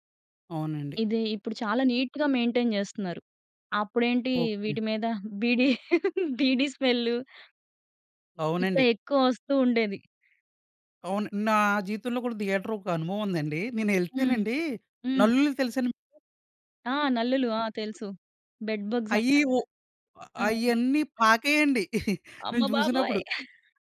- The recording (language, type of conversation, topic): Telugu, podcast, మీ మొదటి సినిమా థియేటర్ అనుభవం ఎలా ఉండేది?
- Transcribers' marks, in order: in English: "నీట్‌గా మెయింటైన్"; laughing while speaking: "బీడీ బీడీ స్మెల్లు"; in English: "థియేటర్"; other background noise; tapping; in English: "బెడ్ బగ్స్"; chuckle; chuckle